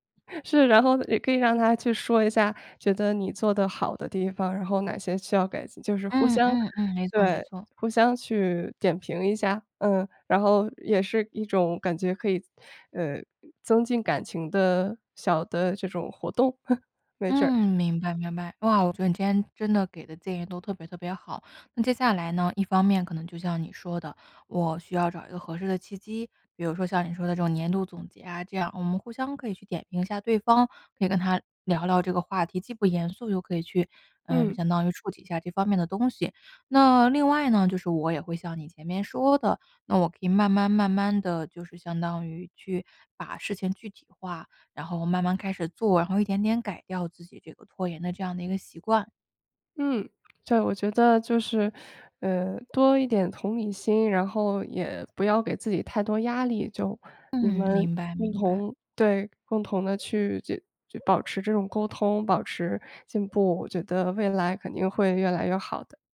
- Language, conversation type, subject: Chinese, advice, 当伴侣指出我的缺点让我陷入自责时，我该怎么办？
- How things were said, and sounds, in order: chuckle; chuckle; other background noise